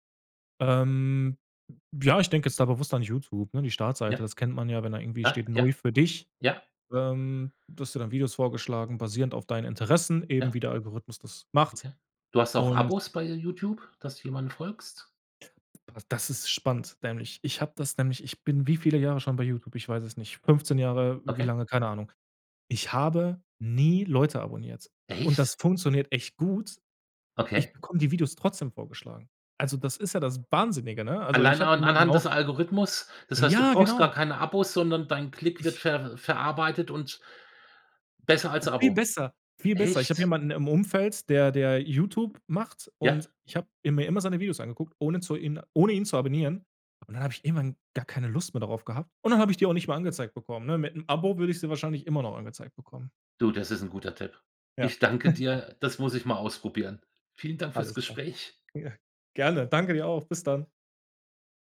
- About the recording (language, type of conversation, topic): German, podcast, Wie können Algorithmen unsere Meinungen beeinflussen?
- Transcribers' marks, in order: stressed: "nie"; surprised: "Echt?"; surprised: "Echt?"; tapping; chuckle